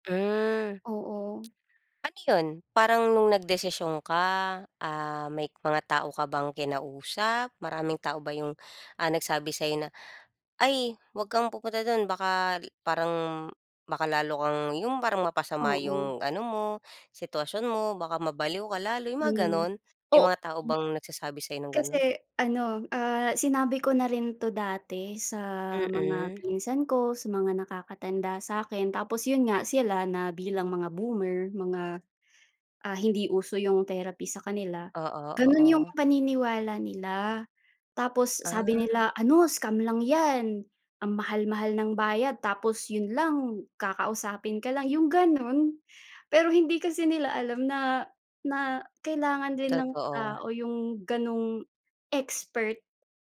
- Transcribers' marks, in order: none
- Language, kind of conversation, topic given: Filipino, unstructured, Ano ang masasabi mo sa mga taong hindi naniniwala sa pagpapayo ng dalubhasa sa kalusugang pangkaisipan?